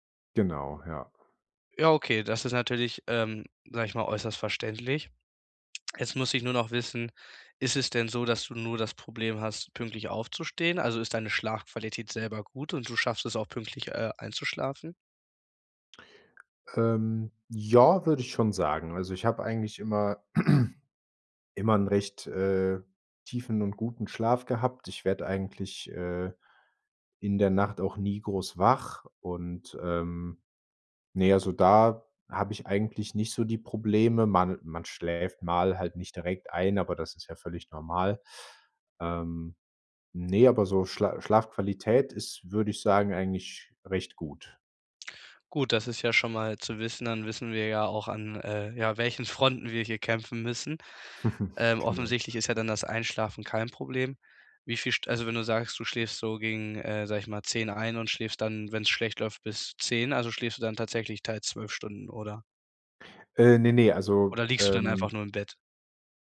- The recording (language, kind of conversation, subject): German, advice, Warum fällt es dir trotz eines geplanten Schlafrhythmus schwer, morgens pünktlich aufzustehen?
- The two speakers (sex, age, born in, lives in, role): male, 18-19, Germany, Germany, advisor; male, 25-29, Germany, Germany, user
- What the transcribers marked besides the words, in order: other background noise; chuckle